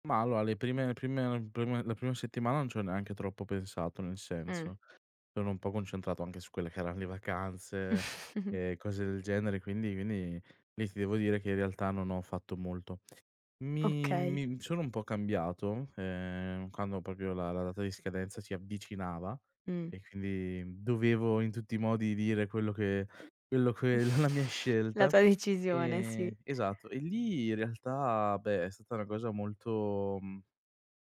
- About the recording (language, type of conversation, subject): Italian, podcast, Cosa fai quando ti senti senza direzione?
- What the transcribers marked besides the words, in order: chuckle; "proprio" said as "propio"; chuckle; giggle